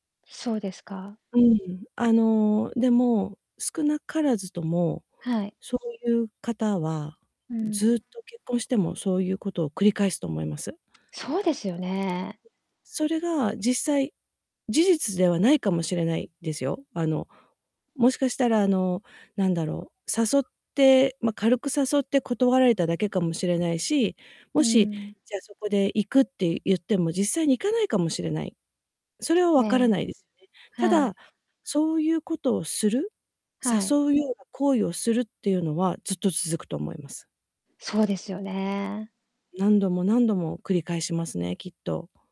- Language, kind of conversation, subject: Japanese, advice, パートナーの浮気を疑って不安なのですが、どうすればよいですか？
- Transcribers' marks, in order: distorted speech; other background noise